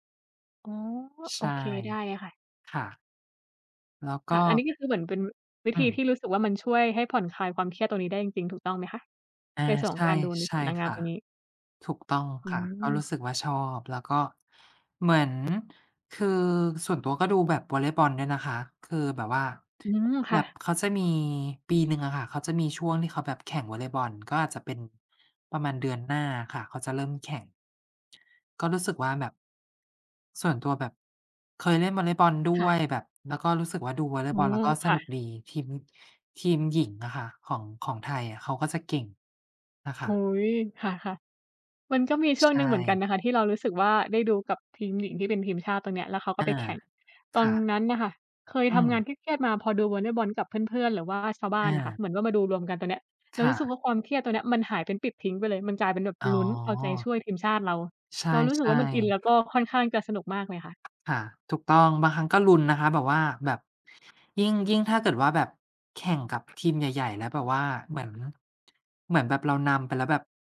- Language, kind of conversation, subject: Thai, unstructured, คุณมีวิธีจัดการกับความเครียดอย่างไร?
- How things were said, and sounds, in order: other background noise; tapping